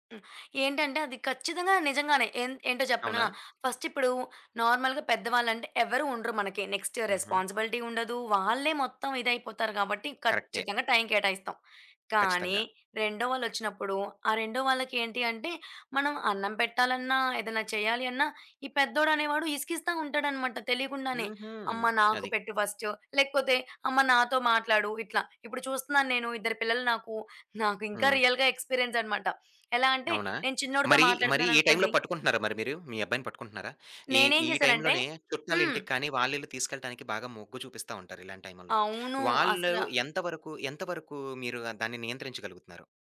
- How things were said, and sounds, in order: tapping; in English: "నార్మల్‌గా"; in English: "నెక్స్ట్ రెస్‌పాన్‌సిబిలిటీ"; in English: "రియల్‌గా"
- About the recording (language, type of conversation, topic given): Telugu, podcast, పిల్లల డిజిటల్ వినియోగాన్ని మీరు ఎలా నియంత్రిస్తారు?